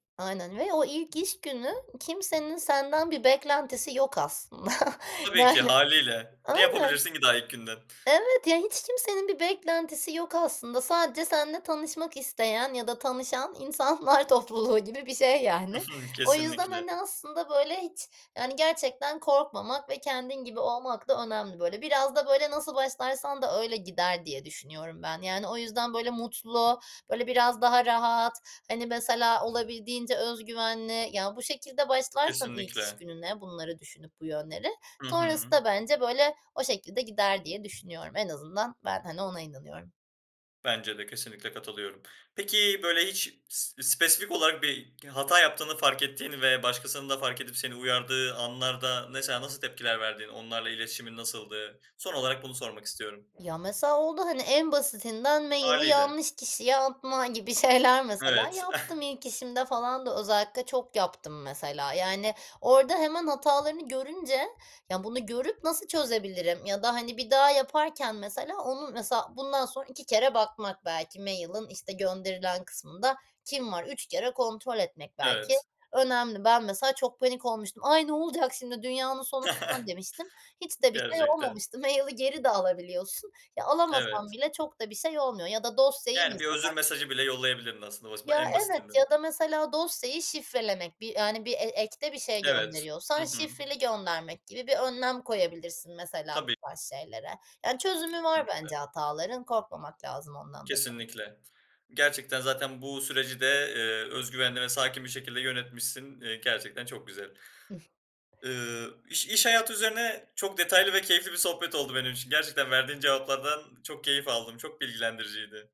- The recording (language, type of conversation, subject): Turkish, podcast, İlk iş gününü nasıl hatırlıyorsun?
- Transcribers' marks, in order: laughing while speaking: "aslında"; laughing while speaking: "insanlar topluluğu gibi bir şey, yani"; tapping; other background noise; chuckle